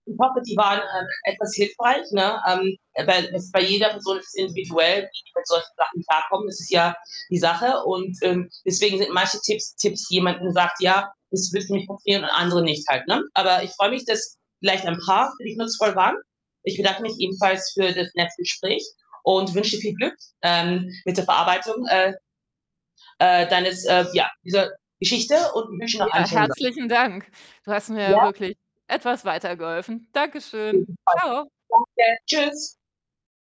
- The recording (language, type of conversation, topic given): German, advice, Wie kann ich das plötzliche Ende einer engen Freundschaft verarbeiten und mit Trauer und Wut umgehen?
- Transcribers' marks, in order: distorted speech; other background noise